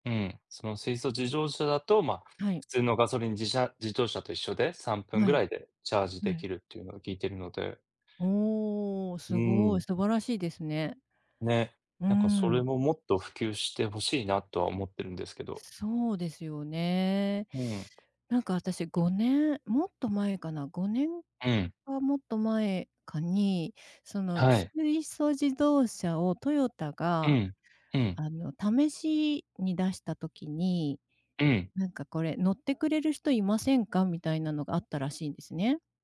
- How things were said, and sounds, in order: "自動車" said as "じじょうしゃ"; tapping; other background noise
- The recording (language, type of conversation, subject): Japanese, unstructured, 未来の暮らしはどのようになっていると思いますか？